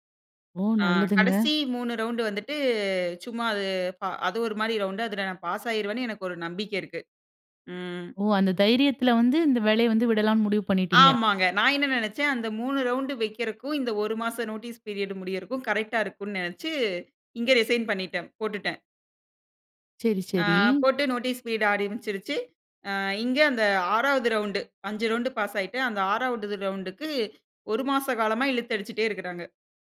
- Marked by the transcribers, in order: in English: "நோட்டீஸ் பீரியட்"; in English: "ரிசைன்"; in English: "நோட்டீஸ் பீட்"; "பீரியட்" said as "பீட்"
- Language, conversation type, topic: Tamil, podcast, மனநலமும் வேலைவாய்ப்பும் இடையே சமநிலையை எப்படிப் பேணலாம்?